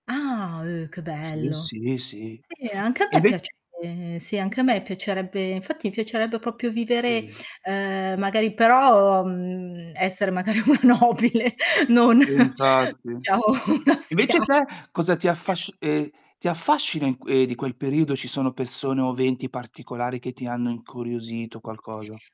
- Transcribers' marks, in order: static; distorted speech; tapping; other background noise; "infatti" said as "nfatti"; "proprio" said as "propio"; laughing while speaking: "magari una nobile, non diciamo una schia"
- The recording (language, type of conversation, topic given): Italian, unstructured, Quale periodo storico vorresti visitare, se ne avessi la possibilità?